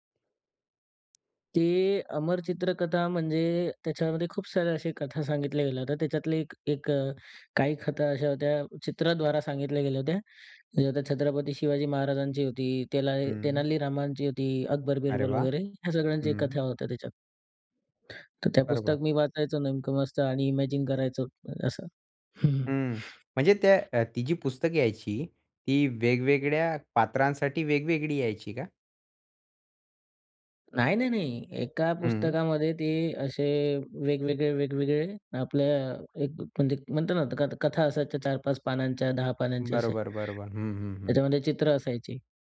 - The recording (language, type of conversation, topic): Marathi, podcast, बालपणी तुमची आवडती पुस्तके कोणती होती?
- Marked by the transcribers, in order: tapping; in English: "इमॅजिन"; chuckle; other noise